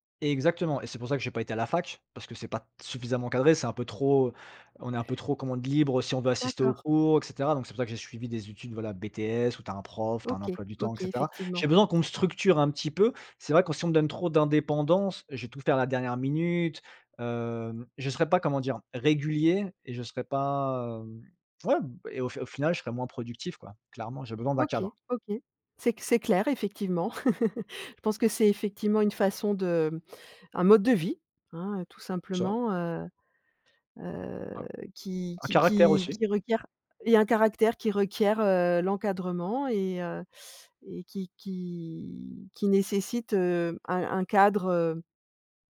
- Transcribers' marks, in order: chuckle; unintelligible speech; drawn out: "qui"
- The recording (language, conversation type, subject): French, podcast, Préférez-vous le télétravail, le bureau ou un modèle hybride, et pourquoi ?